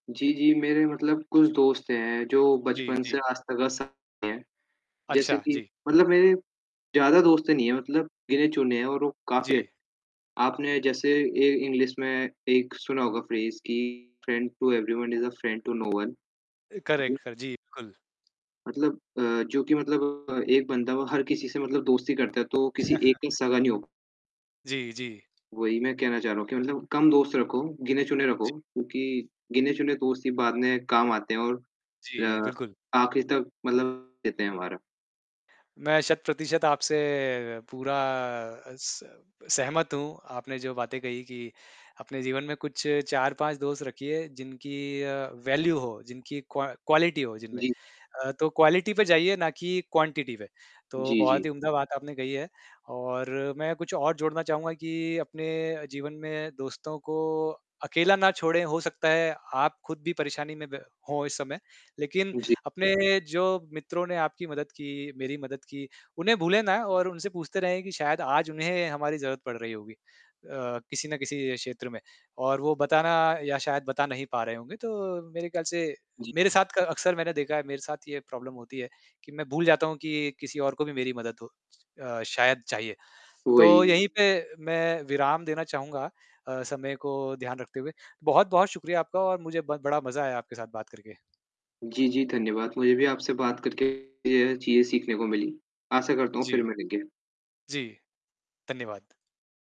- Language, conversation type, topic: Hindi, unstructured, क्या आपको लगता है कि दोस्तों से बात करने से मदद मिलती है?
- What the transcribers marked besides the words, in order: distorted speech; in English: "फ्रेज़"; in English: "फ्रेंड टू एवरीवन इज़ अ फ्रेंड टू नो वन"; in English: "करेक्ट"; static; chuckle; in English: "वैल्यू"; in English: "क्व क्वालिटी"; in English: "क्वालिटी"; in English: "क्वांटिटी"; other background noise; in English: "प्रॉब्लम"; mechanical hum